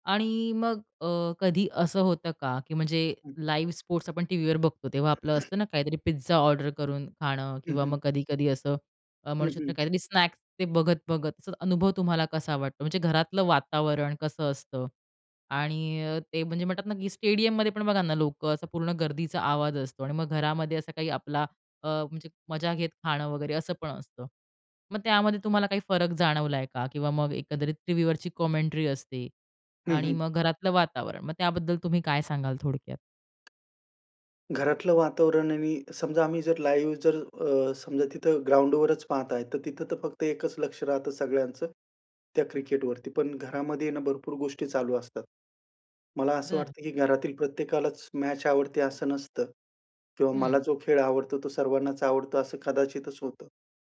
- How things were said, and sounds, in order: in English: "लाईव्ह"; other noise; tapping; in English: "कॉमेंटरी"; in English: "लाईव्ह"
- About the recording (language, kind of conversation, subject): Marathi, podcast, दूरदर्शनवर थेट क्रीडासामना पाहताना तुम्हाला कसं वाटतं?